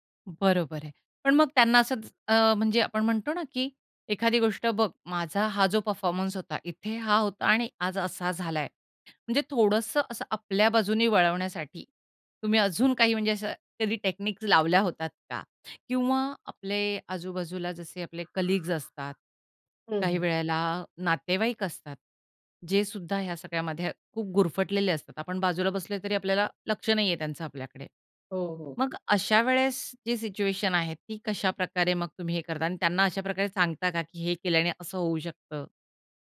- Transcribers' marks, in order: in English: "परफॉर्मन्स"; in English: "टेक्निक"; in English: "कलीग्स"; other background noise
- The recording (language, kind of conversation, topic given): Marathi, podcast, सूचनांवर तुम्ही नियंत्रण कसे ठेवता?